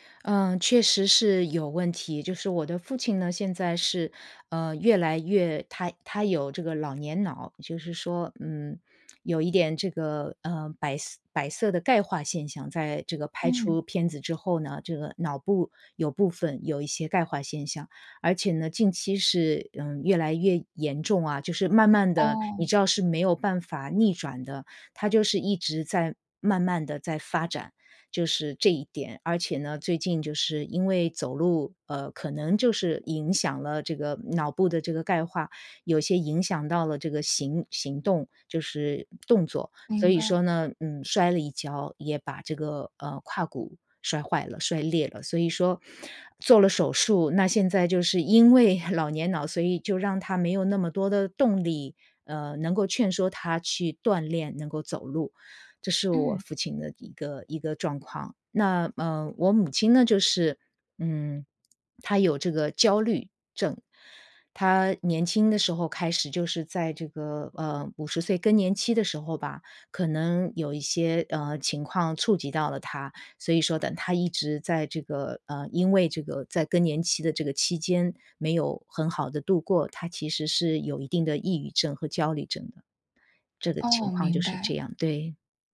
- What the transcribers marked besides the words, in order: swallow
- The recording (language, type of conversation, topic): Chinese, advice, 父母年老需要更多照顾与安排